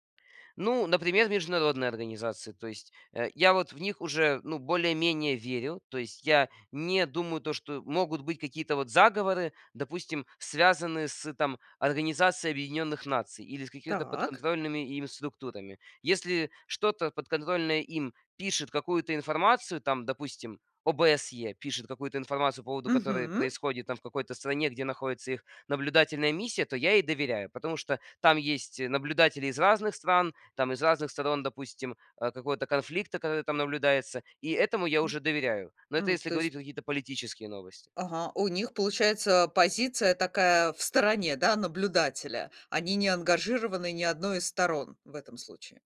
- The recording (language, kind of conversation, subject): Russian, podcast, Как вы проверяете достоверность информации в интернете?
- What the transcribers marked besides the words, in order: other background noise